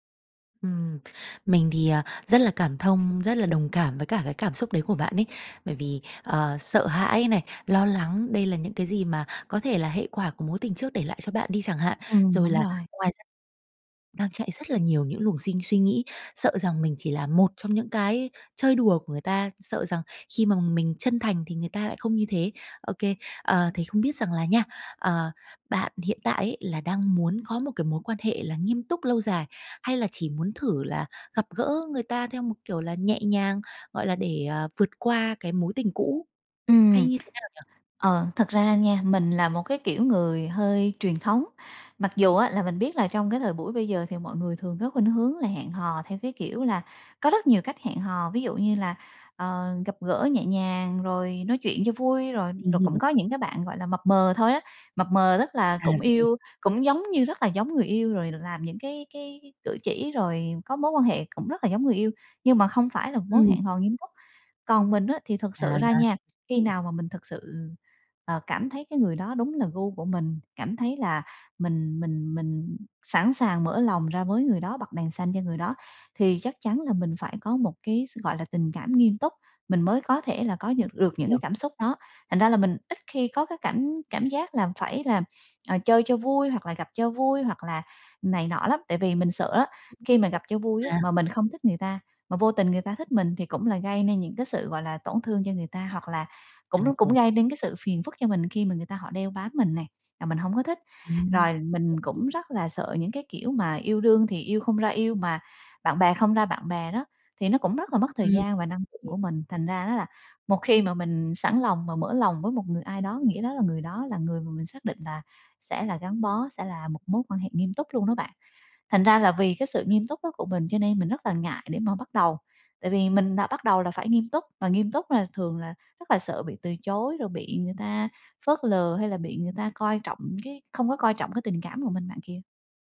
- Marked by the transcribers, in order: tapping; other background noise; tsk
- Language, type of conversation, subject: Vietnamese, advice, Bạn làm thế nào để vượt qua nỗi sợ bị từ chối khi muốn hẹn hò lại sau chia tay?